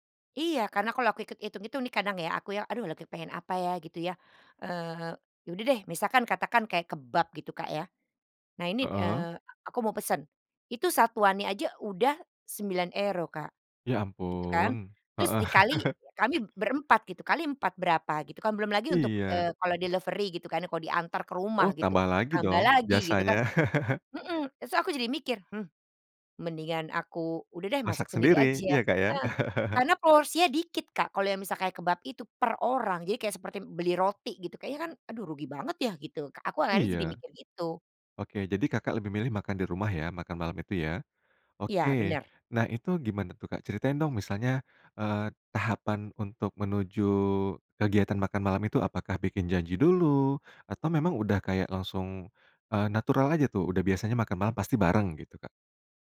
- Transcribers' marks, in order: chuckle; other background noise; in English: "delivery"; chuckle; chuckle
- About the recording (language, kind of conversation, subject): Indonesian, podcast, Bagaimana tradisi makan bersama keluarga di rumahmu?